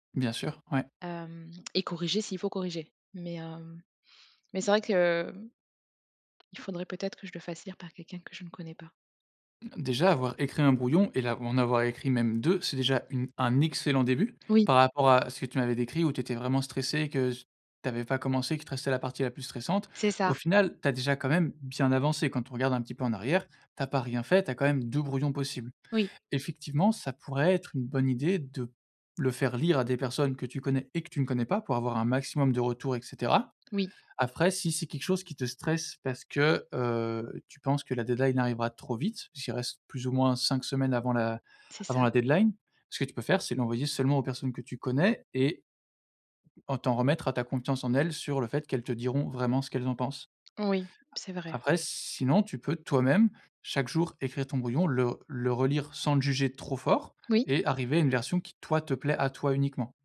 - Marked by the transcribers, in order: drawn out: "que"; other background noise; stressed: "et"; "Après" said as "Afrès"; stressed: "après,sinon"
- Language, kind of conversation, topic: French, advice, Comment surmonter un blocage d’écriture à l’approche d’une échéance ?